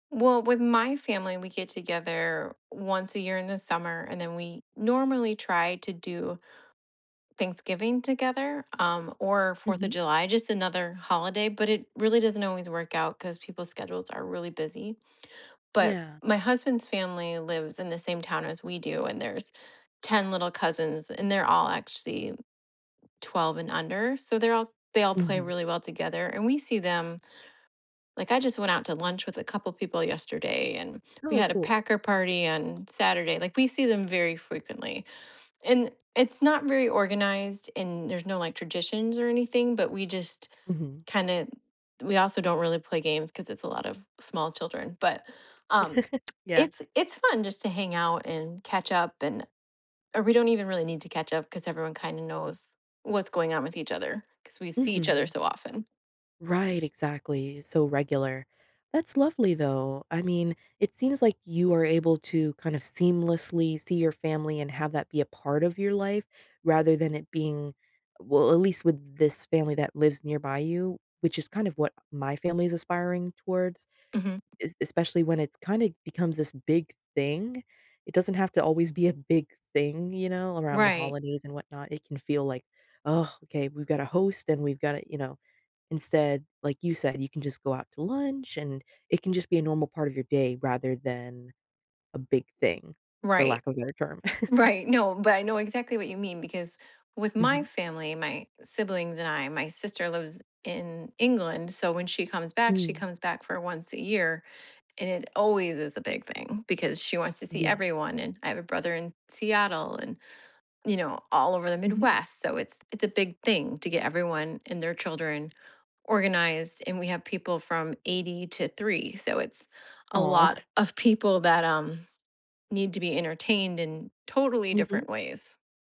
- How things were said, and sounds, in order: tapping; other background noise; laugh; laughing while speaking: "Right"; chuckle
- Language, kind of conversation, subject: English, unstructured, How do you usually spend time with your family?